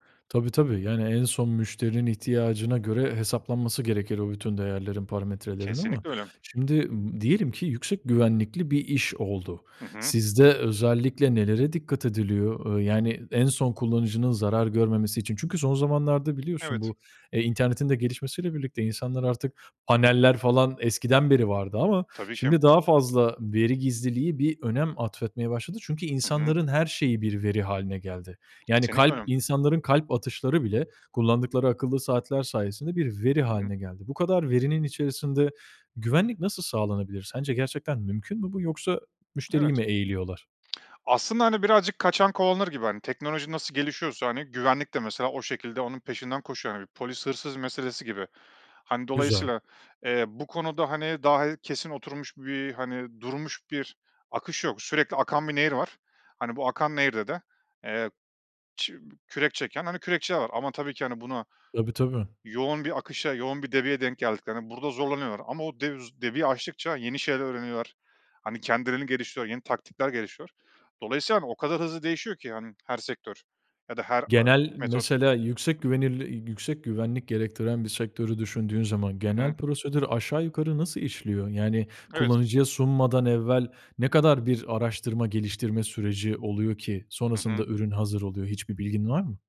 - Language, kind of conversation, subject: Turkish, podcast, Yeni bir teknolojiyi denemeye karar verirken nelere dikkat ediyorsun?
- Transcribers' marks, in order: tapping; other background noise; unintelligible speech